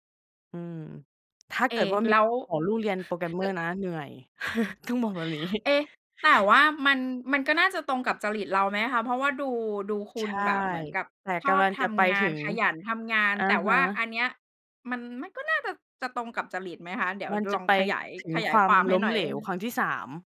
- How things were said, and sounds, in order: other background noise; chuckle; laugh; laughing while speaking: "นี้"; chuckle; tapping
- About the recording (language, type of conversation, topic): Thai, podcast, คุณเคยล้มเหลวครั้งหนึ่งแล้วลุกขึ้นมาได้อย่างไร?